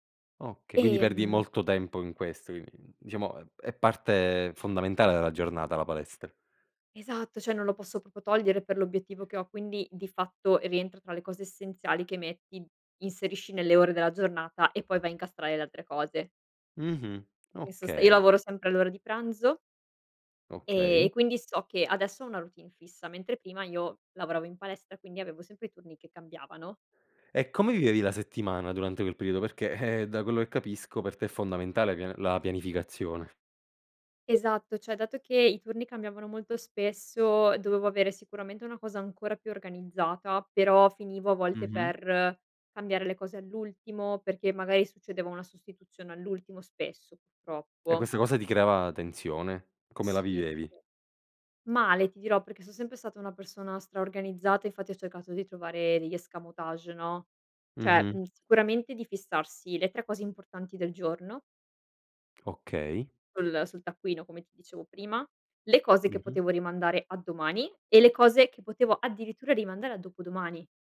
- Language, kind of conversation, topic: Italian, podcast, Come pianifichi la tua settimana in anticipo?
- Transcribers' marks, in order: "quindi" said as "quini"; "cioè" said as "ceh"; "proprio" said as "propio"; other background noise; chuckle; "cioè" said as "ceh"; "cioè" said as "ceh"